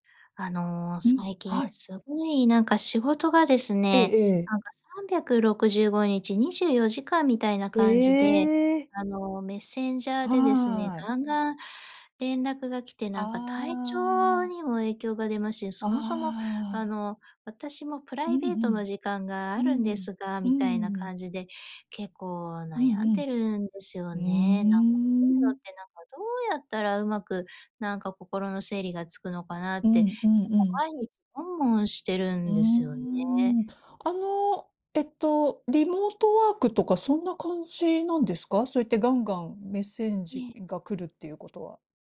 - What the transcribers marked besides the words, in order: surprised: "ええ"; "メッセージ" said as "めっせんじー"
- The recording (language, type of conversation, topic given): Japanese, advice, 家庭と仕事の境界が崩れて休めない毎日